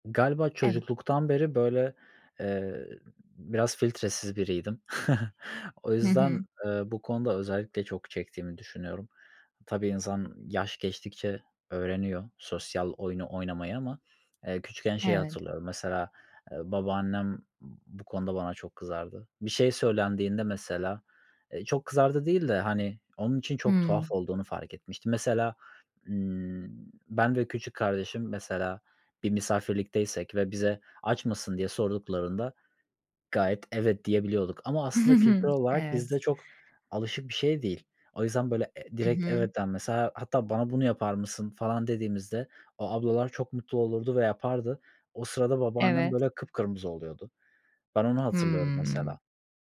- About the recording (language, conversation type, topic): Turkish, podcast, Sence doğruyu söylemenin sosyal bir bedeli var mı?
- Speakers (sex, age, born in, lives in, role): female, 30-34, Turkey, Germany, host; male, 25-29, Turkey, Germany, guest
- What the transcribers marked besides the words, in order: chuckle; chuckle; other background noise; unintelligible speech; tapping